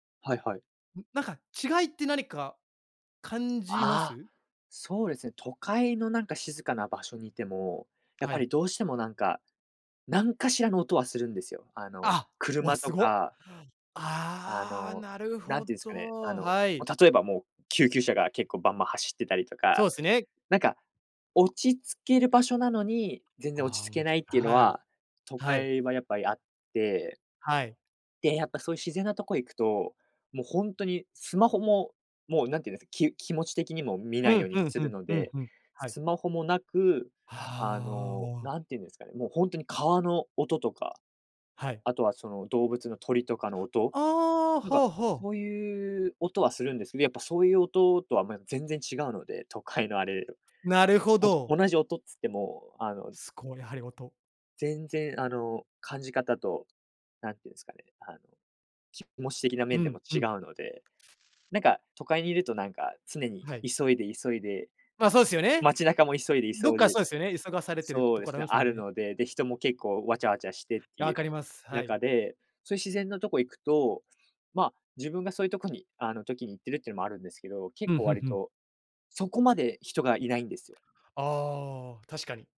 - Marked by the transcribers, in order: none
- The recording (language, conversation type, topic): Japanese, podcast, 最近ハマっている趣味は何ですか？